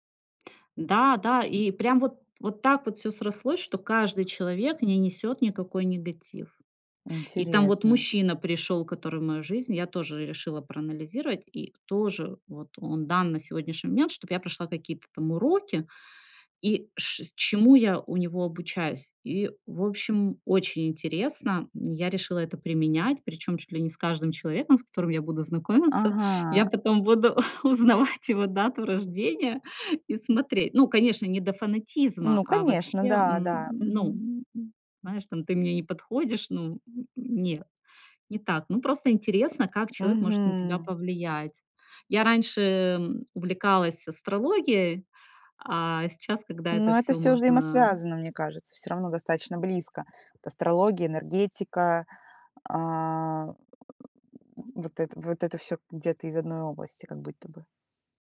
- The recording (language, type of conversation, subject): Russian, podcast, Как отличить настоящих друзей от простых приятелей?
- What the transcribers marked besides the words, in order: anticipating: "Я потом буду узнавать его дату рождения и смотреть"; laughing while speaking: "узнавать его дату рождения"; tapping